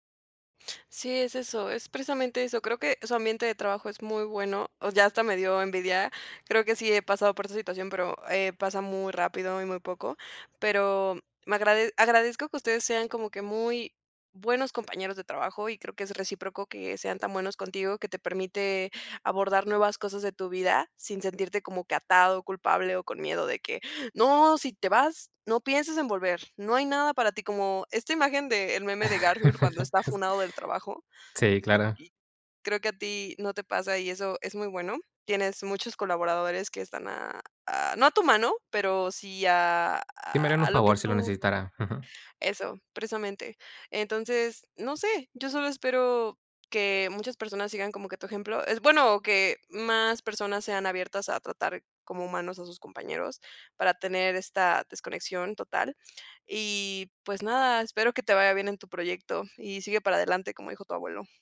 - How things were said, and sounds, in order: laugh
- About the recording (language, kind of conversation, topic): Spanish, podcast, ¿Qué haces para desconectarte del trabajo al terminar el día?